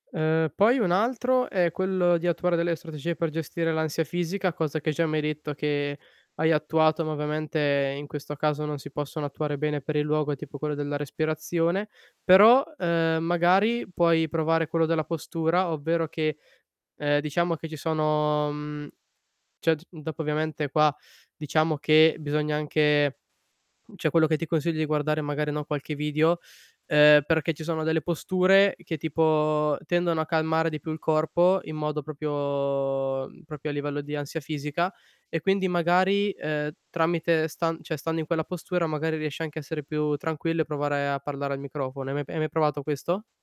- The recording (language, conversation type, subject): Italian, advice, Come posso superare la paura di essere giudicato quando parlo in pubblico?
- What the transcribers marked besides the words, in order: static; other background noise; "cioè" said as "ceh"; "cioè" said as "ceh"; drawn out: "propio"; "proprio" said as "propio"; "cioè" said as "ceh"